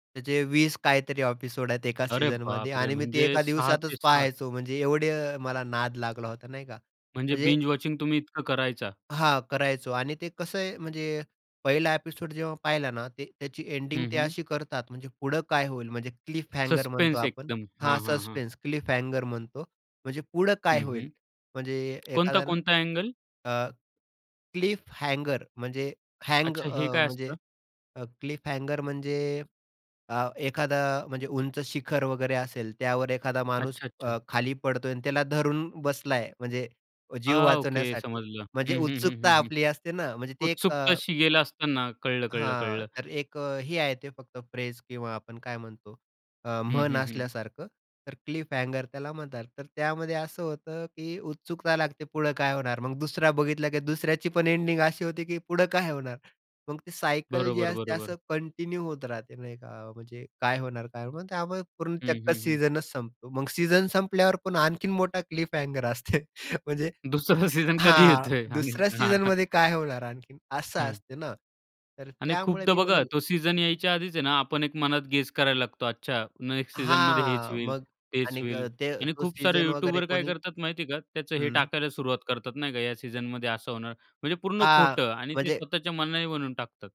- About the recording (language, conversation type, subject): Marathi, podcast, सलग भाग पाहण्याबद्दल तुमचे मत काय आहे?
- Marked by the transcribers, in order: in English: "एपिसोड"; surprised: "अरे बापरे!"; other background noise; in English: "बिंज वॉचिंग"; in English: "एपिसोड"; in English: "सस्पेन्स"; in English: "क्लिफ हँगर"; in English: "सस्पेन्स, क्लिफ हँगर"; tapping; in English: "क्लिफ हँगर"; in English: "हँग"; in English: "क्लिफ हँगर"; other noise; in English: "फ्रेज"; in English: "क्लिफ हँगर"; in English: "कंटिन्यू"; in English: "क्लिफ हँगर"; laughing while speaking: "दुसरा सीझन कधी येतोय? आणि हां, हां"